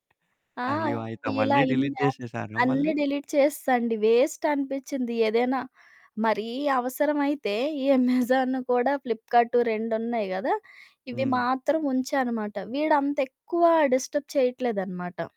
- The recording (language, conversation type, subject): Telugu, podcast, మీ దృష్టి నిలకడగా ఉండేందుకు మీరు నోటిఫికేషన్లను ఎలా నియంత్రిస్తారు?
- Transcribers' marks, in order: distorted speech; in English: "యాప్స్"; in English: "డిలీట్"; in English: "డిలీట్"; chuckle; in English: "అమెజాన్"; in English: "ఫ్లిప్‌కార్ట్"; in English: "డిస్టర్బ్"